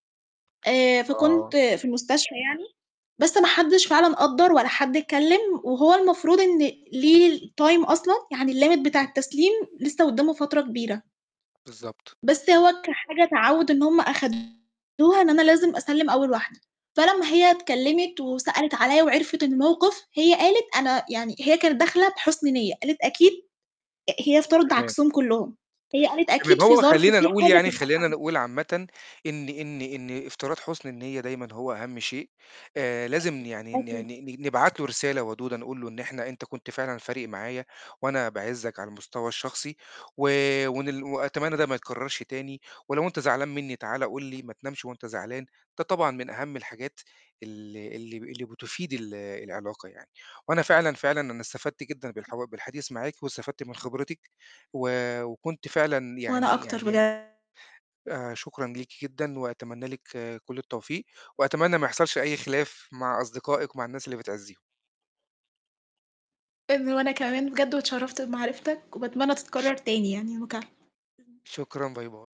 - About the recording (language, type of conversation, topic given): Arabic, unstructured, بتخاف تخسر صاحبك بسبب سوء تفاهم، وبتتصرف إزاي؟
- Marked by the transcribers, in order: background speech; in English: "الtime"; in English: "الlimit"; distorted speech; unintelligible speech; other noise; unintelligible speech; static